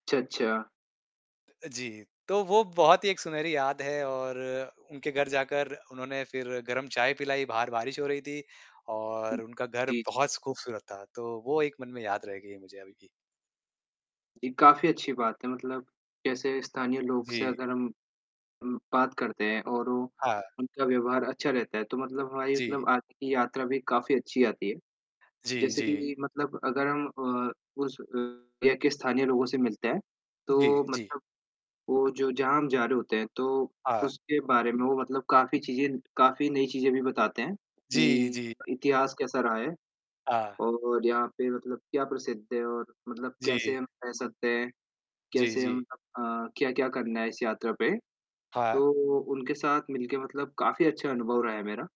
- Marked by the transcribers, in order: tapping; distorted speech; in English: "एरिया"
- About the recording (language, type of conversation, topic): Hindi, unstructured, क्या आपको यात्रा के दौरान स्थानीय लोगों से मिलना अच्छा लगता है?